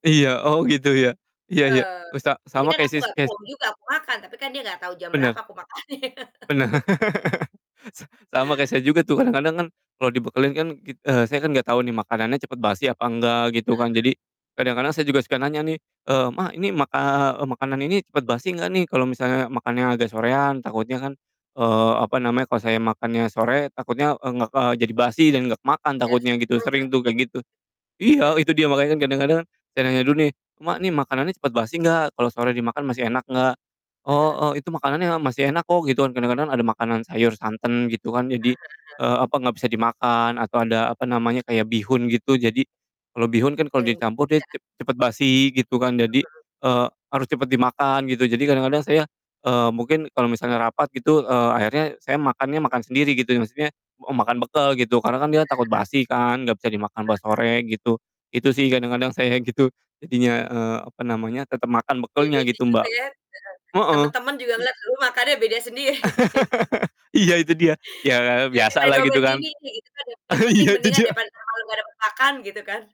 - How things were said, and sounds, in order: laughing while speaking: "makannya"; laugh; laughing while speaking: "Bener"; laugh; distorted speech; chuckle; laugh; laughing while speaking: "sendiri"; laugh; unintelligible speech; laughing while speaking: "Iya itu juga"; other background noise
- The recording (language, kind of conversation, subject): Indonesian, unstructured, Apa kegiatan sederhana yang bisa membuat harimu jadi lebih baik?